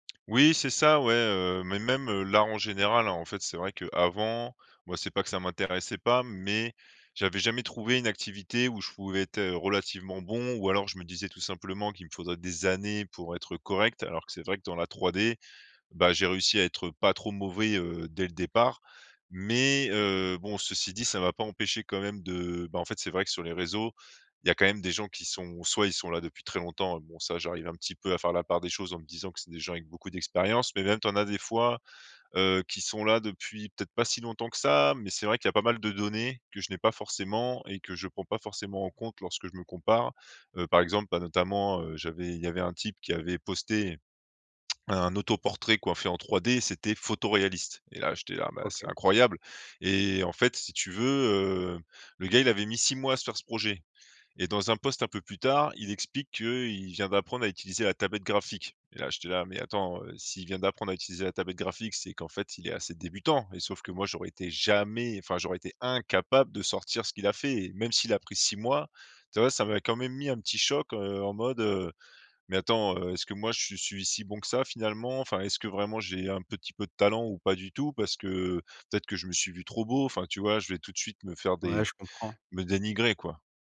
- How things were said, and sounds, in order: stressed: "années"; stressed: "jamais"; stressed: "incapable"
- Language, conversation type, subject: French, advice, Comment arrêter de me comparer aux autres quand cela bloque ma confiance créative ?